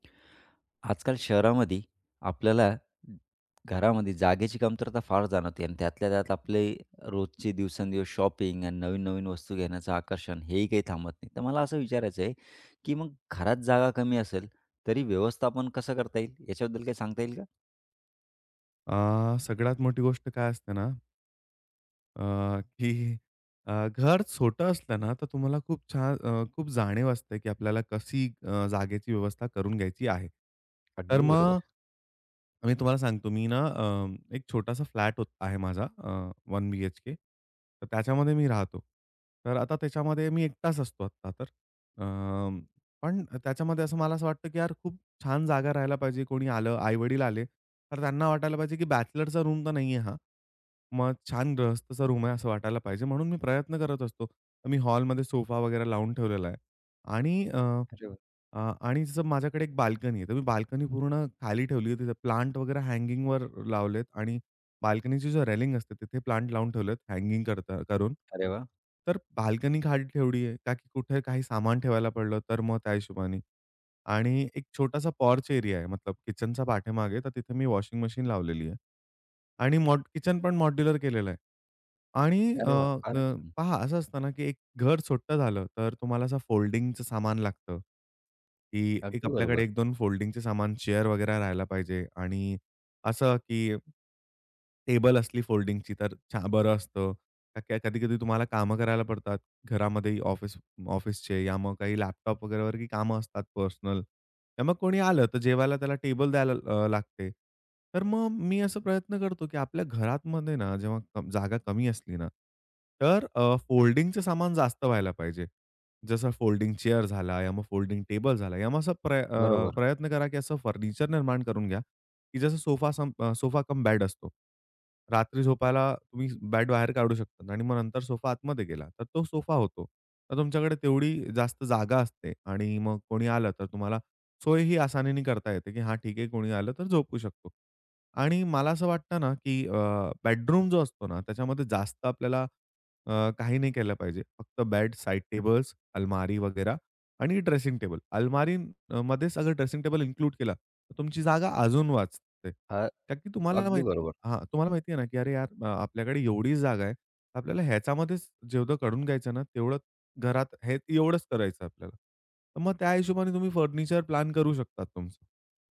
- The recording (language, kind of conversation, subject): Marathi, podcast, घरात जागा कमी असताना घराची मांडणी आणि व्यवस्थापन तुम्ही कसे करता?
- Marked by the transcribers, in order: tapping; laughing while speaking: "की"; in English: "फ्लॅट"; in English: "बॅचलरचा रूम"; in English: "रूम"; in English: "रेलिंग"; other background noise; in English: "पॉर्च"; in English: "चेअर"; in English: "चेअर"; in English: "इन्क्लूड"